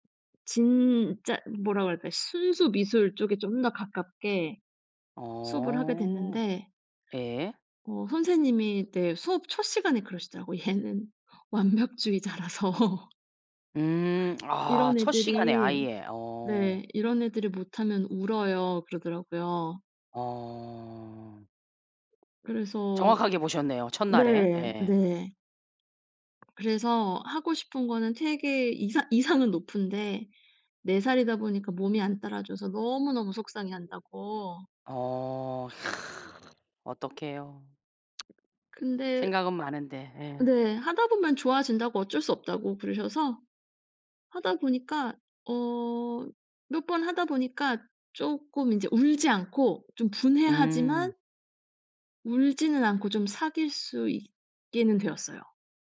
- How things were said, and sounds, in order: laughing while speaking: "얘는 완벽주의자라서"; other background noise; other noise; tsk
- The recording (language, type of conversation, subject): Korean, podcast, 자녀가 실패했을 때 부모는 어떻게 반응해야 할까요?